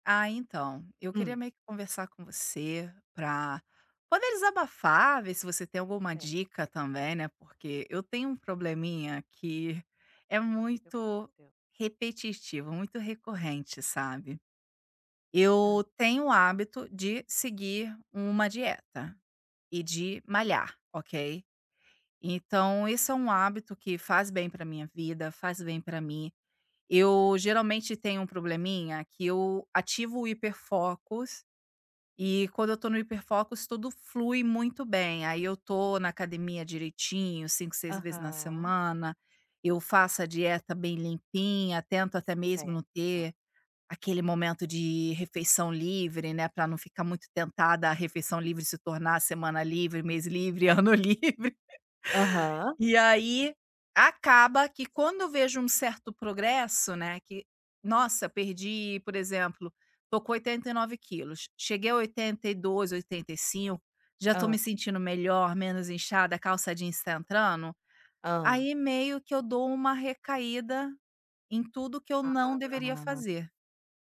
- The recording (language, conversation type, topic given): Portuguese, advice, Como você lida com uma recaída em hábitos antigos após já ter feito progressos, como voltar a comer mal ou a fumar?
- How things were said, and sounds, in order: laughing while speaking: "ano livre"; laugh; drawn out: "Ah"